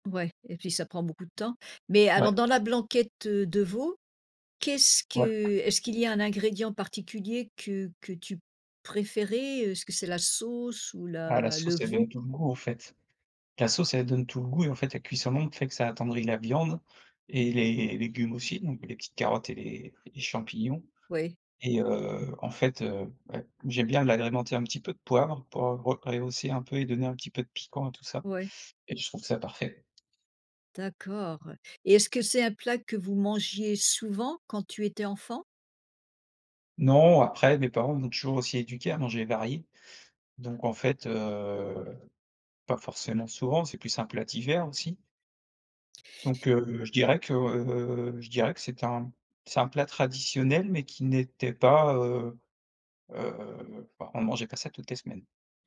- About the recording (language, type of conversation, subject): French, podcast, Qu’est-ce qui te plaît dans la cuisine maison ?
- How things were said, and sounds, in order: other background noise